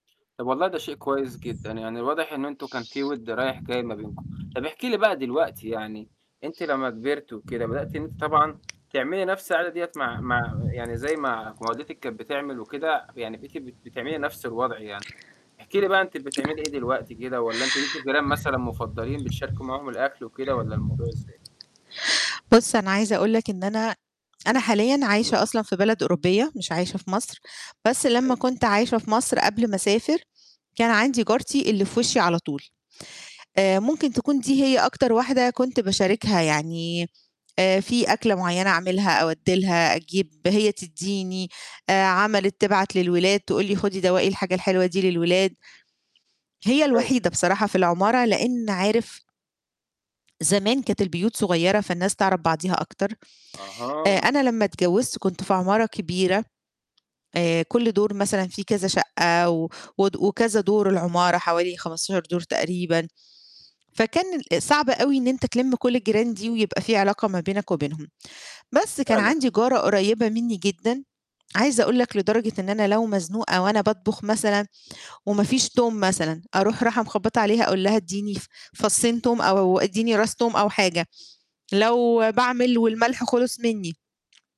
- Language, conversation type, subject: Arabic, podcast, ليش بنحب نشارك الأكل مع الجيران؟
- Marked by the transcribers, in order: tapping; unintelligible speech; unintelligible speech